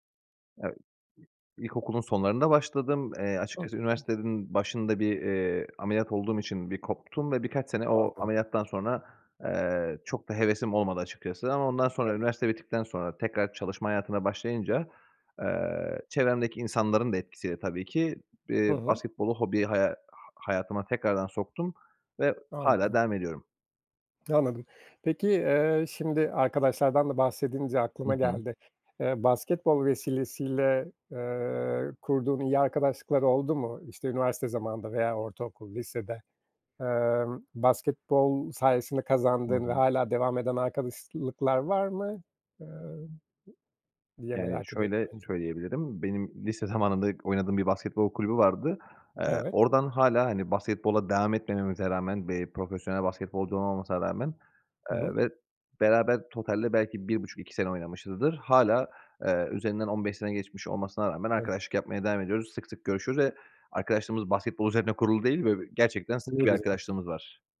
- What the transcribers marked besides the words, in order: other background noise; "arkadaşlıklar" said as "arkadaslıklar"
- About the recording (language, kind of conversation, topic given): Turkish, podcast, Hobi partneri ya da bir grup bulmanın yolları nelerdir?